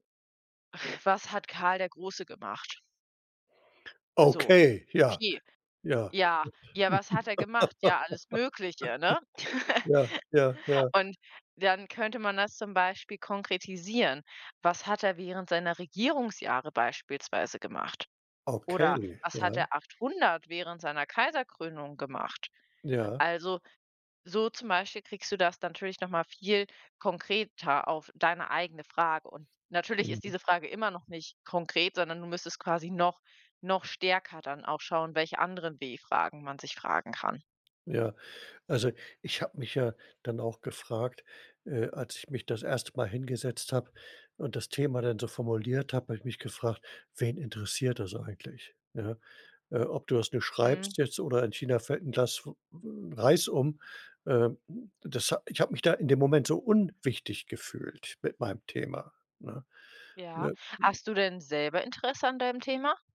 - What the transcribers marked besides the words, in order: sigh; laugh; giggle; unintelligible speech
- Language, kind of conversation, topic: German, advice, Warum prokrastinierst du vor großen Projekten?